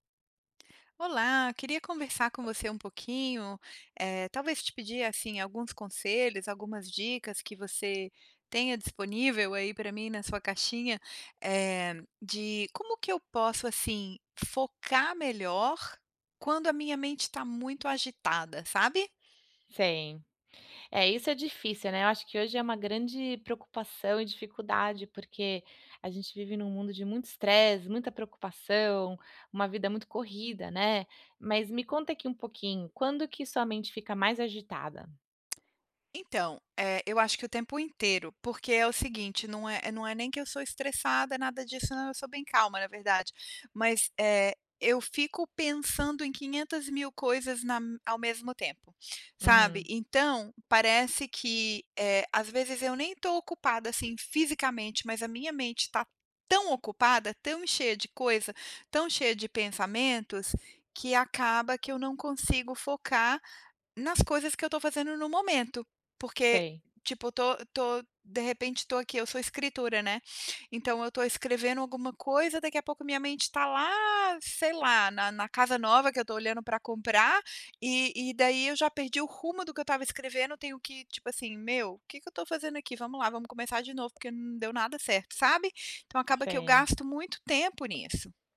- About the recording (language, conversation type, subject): Portuguese, advice, Como posso me concentrar quando minha mente está muito agitada?
- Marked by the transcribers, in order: tapping; other background noise; stressed: "lá"